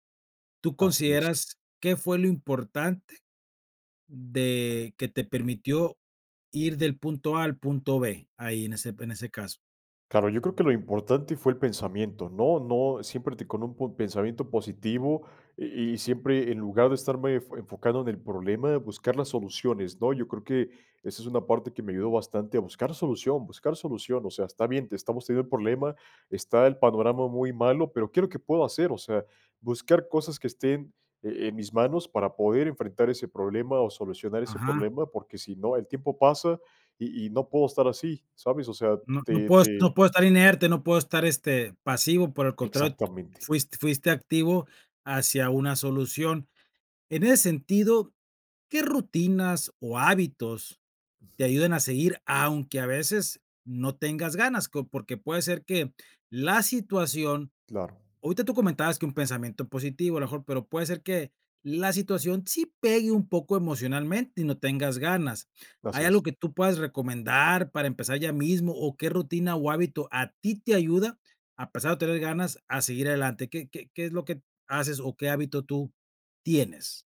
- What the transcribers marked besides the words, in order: none
- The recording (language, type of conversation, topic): Spanish, podcast, ¿Qué estrategias usas para no tirar la toalla cuando la situación se pone difícil?